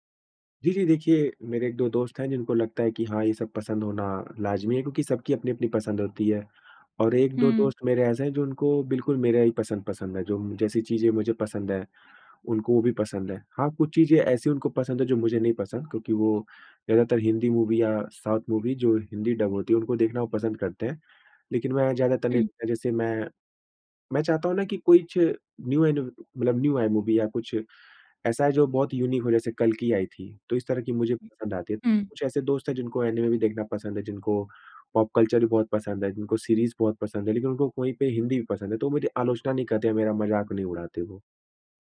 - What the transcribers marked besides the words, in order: in English: "मूवी"; in English: "साउथ मूवी"; in English: "डब"; in English: "न्यू"; in English: "न्यू"; in English: "मूवी"; in English: "यूनिक"; in English: "एनिमे"; in English: "पॉप कल्चर"
- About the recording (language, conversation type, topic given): Hindi, advice, दोस्तों के बीच अपनी अलग रुचि क्यों छुपाते हैं?